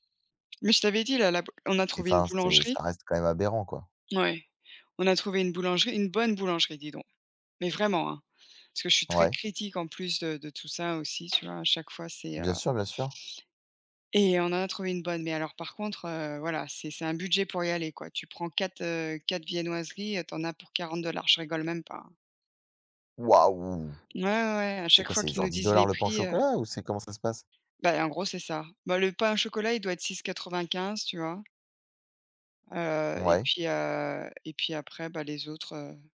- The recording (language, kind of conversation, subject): French, unstructured, Quels sont vos desserts préférés, et pourquoi ?
- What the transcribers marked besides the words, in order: stressed: "bonne"; other background noise; surprised: "Waouh"